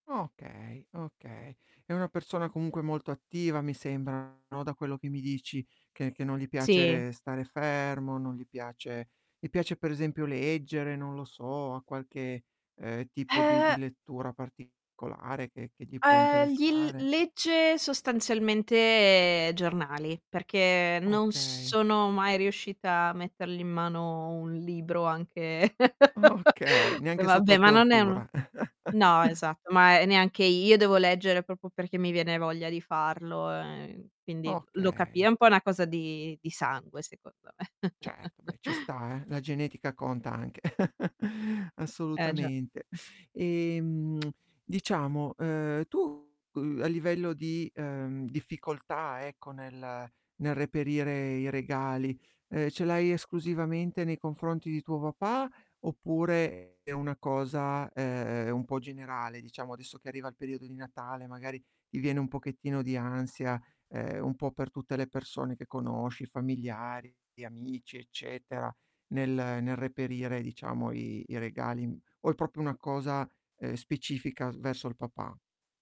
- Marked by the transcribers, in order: distorted speech; other background noise; tapping; chuckle; laughing while speaking: "Okay"; chuckle; "proprio" said as "propo"; chuckle; chuckle; lip smack; "proprio" said as "propo"
- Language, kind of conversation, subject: Italian, advice, Come posso trovare regali che siano davvero significativi?